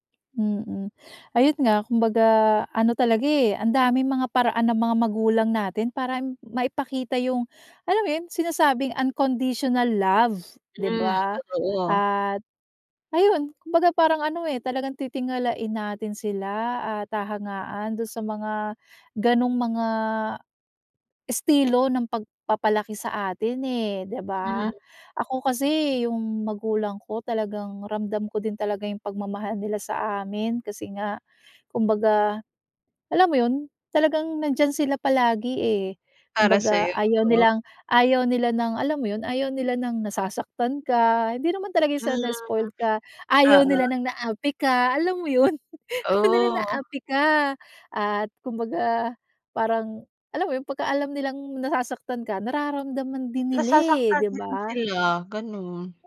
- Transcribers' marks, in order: other background noise; laughing while speaking: "yun, ayaw nila naapi ka"; tapping
- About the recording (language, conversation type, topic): Filipino, podcast, Paano ipinapakita ng mga magulang mo ang pagmamahal nila sa’yo?